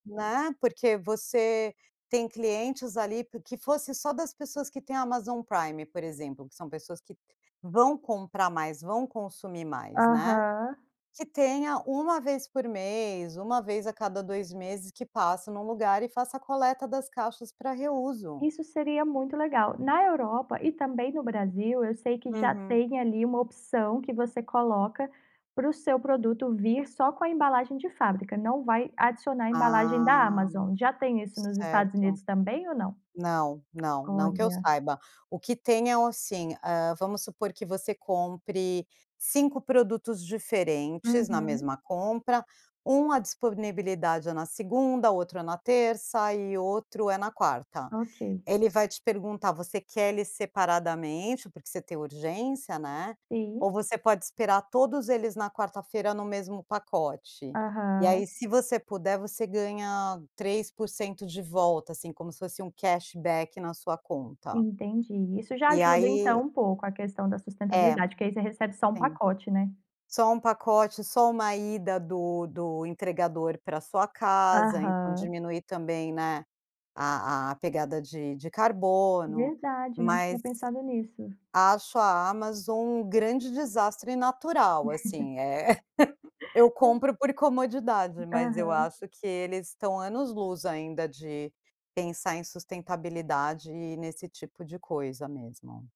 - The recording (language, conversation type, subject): Portuguese, podcast, Como a tecnologia alterou suas compras do dia a dia?
- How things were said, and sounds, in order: tapping; in English: "cash back"; other noise; laugh; chuckle